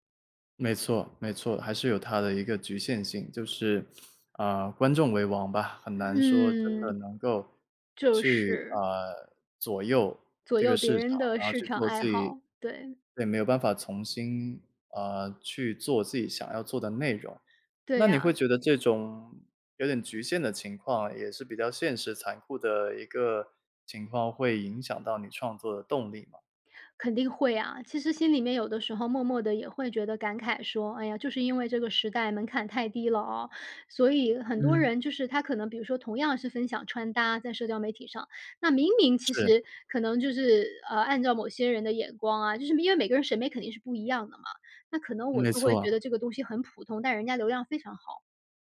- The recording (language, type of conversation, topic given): Chinese, podcast, 你第一次什么时候觉得自己是创作者？
- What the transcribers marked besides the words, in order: none